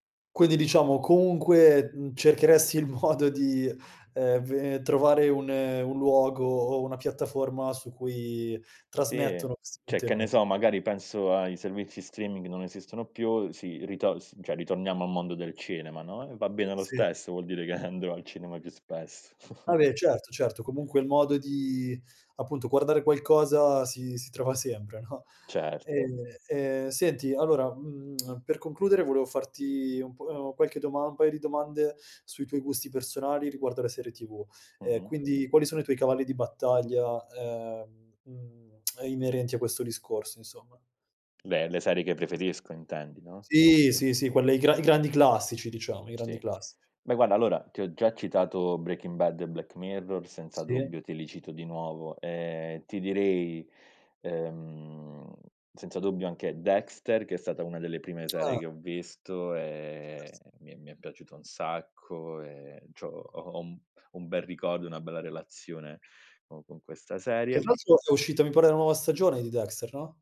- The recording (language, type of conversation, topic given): Italian, podcast, Che ruolo hanno le serie TV nella nostra cultura oggi?
- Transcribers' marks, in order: laughing while speaking: "modo"; "cioè" said as "ceh"; "cioè" said as "ceh"; chuckle; "Vabbè" said as "Vabé"; chuckle; laughing while speaking: "no?"; unintelligible speech